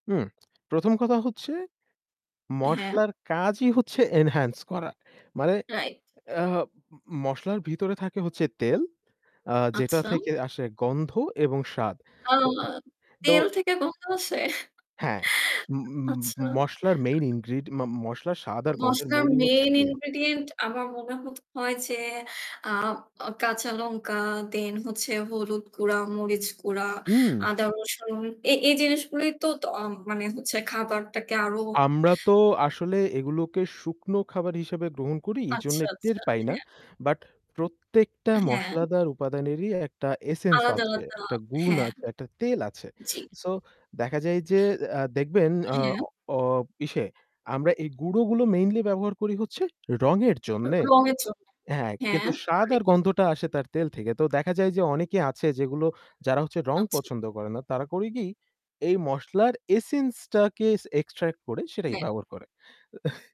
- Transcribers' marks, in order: lip smack; in English: "এনহান্স"; static; sigh; laugh; tapping; in English: "ইনগ্রিডিয়েন্ট"; breath; in English: "এসেন্স"; in English: "এক্সট্রাক্ট"; scoff
- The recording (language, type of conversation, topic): Bengali, unstructured, সুগন্ধি মসলা কীভাবে খাবারের স্বাদ বাড়ায়?